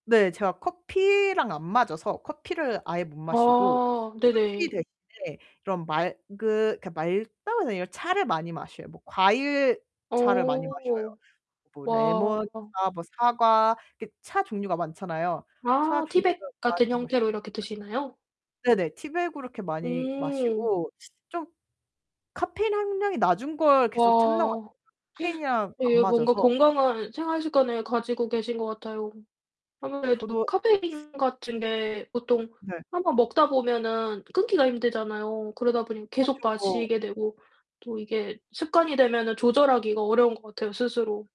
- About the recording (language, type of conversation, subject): Korean, podcast, 평일 아침에는 보통 어떤 루틴으로 하루를 시작하시나요?
- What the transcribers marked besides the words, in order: distorted speech; other background noise; gasp